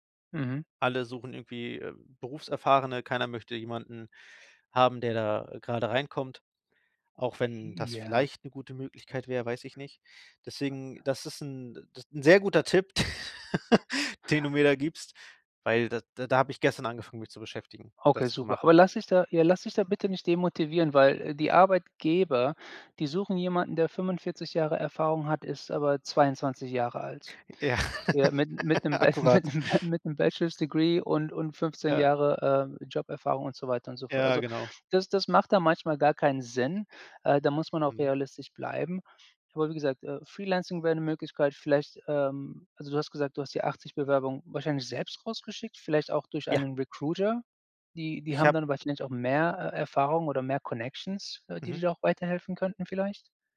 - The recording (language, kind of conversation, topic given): German, advice, Wie ist es zu deinem plötzlichen Jobverlust gekommen?
- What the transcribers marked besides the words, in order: other background noise; laugh; laugh; laughing while speaking: "Ba mit 'nem Ba"; in English: "Bachelor's Degree"; in English: "Connections"